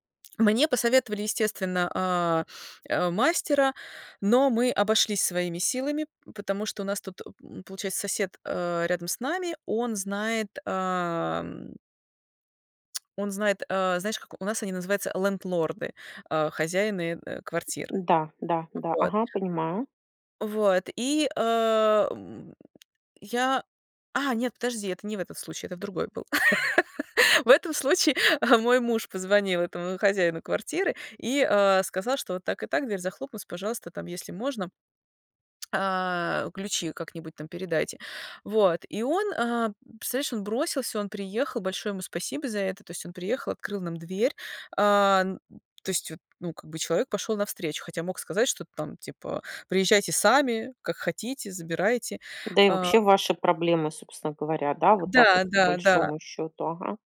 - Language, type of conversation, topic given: Russian, podcast, Как вы превращаете личный опыт в историю?
- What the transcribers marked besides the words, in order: tapping; tsk; grunt; laugh; laughing while speaking: "В этом случае мой муж позвонил этому хозяину квартиры"